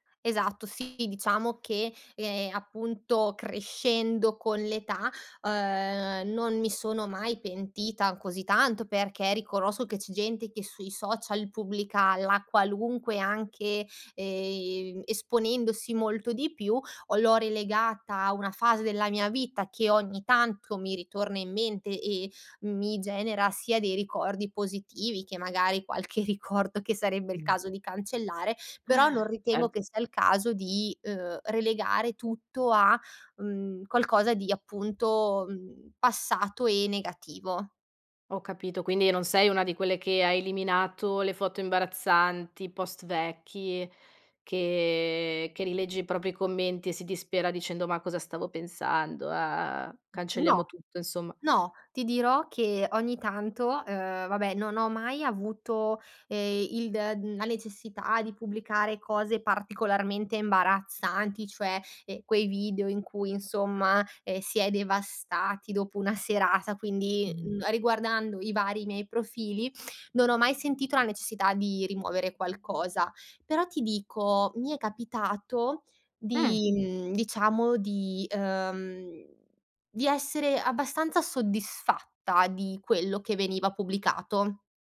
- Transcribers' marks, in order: tapping; laughing while speaking: "qualche"; sigh; put-on voice: "ah ah A"; other background noise
- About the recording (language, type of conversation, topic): Italian, podcast, Cosa fai per proteggere la tua reputazione digitale?